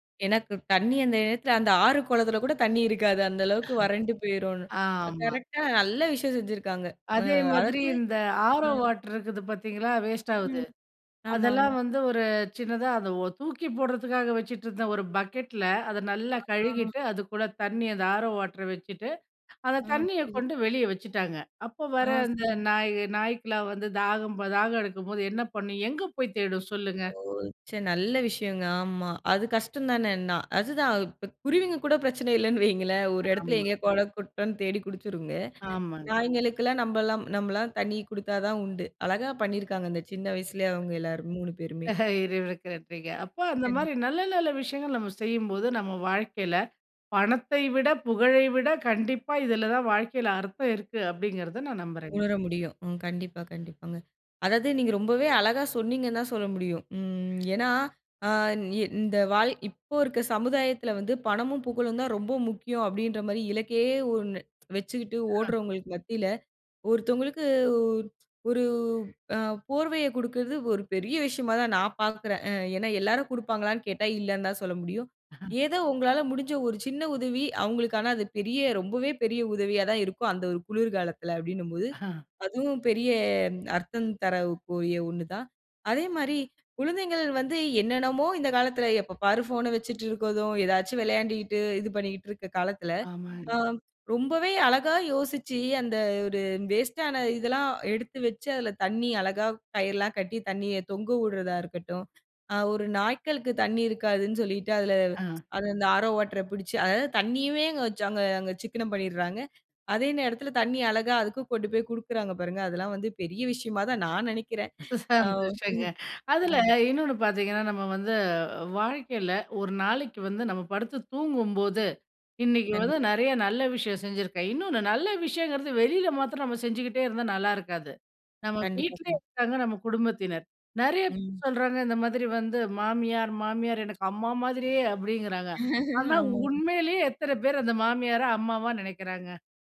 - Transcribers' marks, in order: chuckle; drawn out: "ஆமா"; "போயிரும்" said as "பேய்ருன்"; drawn out: "ஆ"; other noise; chuckle; drawn out: "இலக்கே"; chuckle; chuckle; "தரக்கூடிய" said as "தரக்கூய"; laughing while speaking: "ச சந்தோஷங்க"; unintelligible speech; chuckle
- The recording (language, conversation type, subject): Tamil, podcast, பணமும் புகழும் இல்லாமலேயே அர்த்தம் கிடைக்குமா?